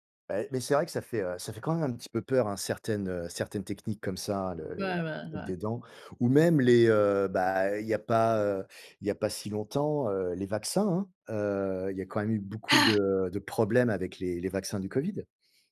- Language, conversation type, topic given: French, unstructured, Comment penses-tu que la science améliore notre santé ?
- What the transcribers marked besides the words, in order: other background noise; afraid: "Ah"